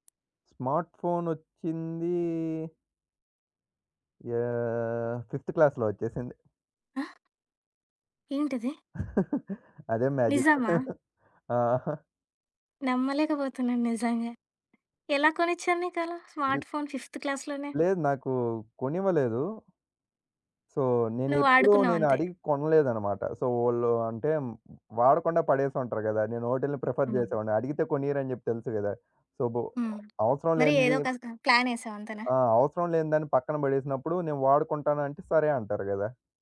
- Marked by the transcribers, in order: in English: "స్మార్ట్ ఫోన్"; drawn out: "ఒచ్చింది!"; drawn out: "యాహ్!"; in English: "ఫిఫ్త్ క్లాస్‌లో"; chuckle; in English: "మ్యాజిక్"; chuckle; other background noise; in English: "స్మార్ట్ ఫోన్ ఫిఫ్త్ క్లాస్‌లోనే?"; in English: "సో"; in English: "సో"; in English: "ప్రిఫర్"; in English: "సో"
- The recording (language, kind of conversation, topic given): Telugu, podcast, ఫోన్ లేకుండా ఒకరోజు మీరు ఎలా గడుపుతారు?